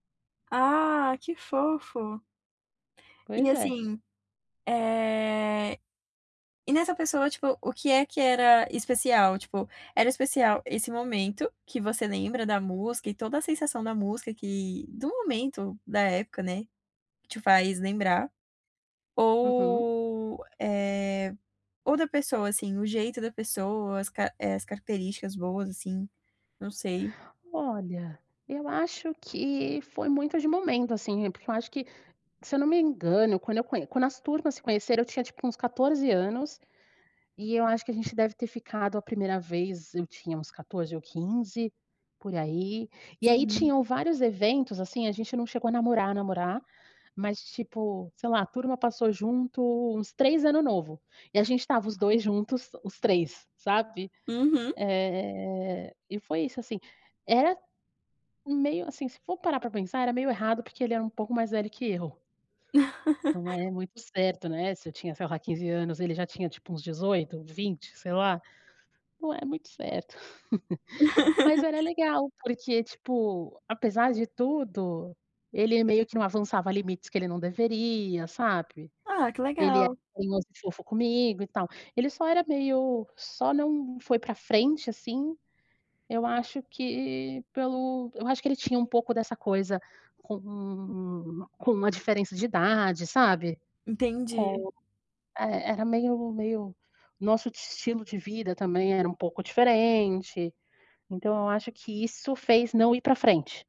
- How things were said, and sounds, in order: drawn out: "Eh"; tapping; drawn out: "eh"; laugh; laugh; other background noise; chuckle
- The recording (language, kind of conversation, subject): Portuguese, podcast, Que faixa marcou seu primeiro amor?